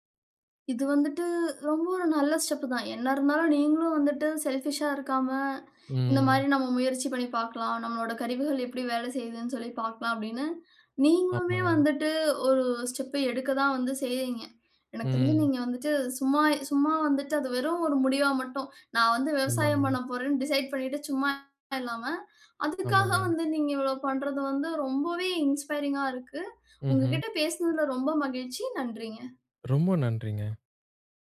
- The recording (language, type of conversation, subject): Tamil, podcast, முடிவுகளைச் சிறு பகுதிகளாகப் பிரிப்பது எப்படி உதவும்?
- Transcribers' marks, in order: in English: "செல்ஃபிஷா"; inhale; inhale; inhale; in English: "டிசைட்"; other background noise; "அதுக்காக" said as "அதுக்குக்குதுகாக"; in English: "இன்ஸ்பைரிஙா"; inhale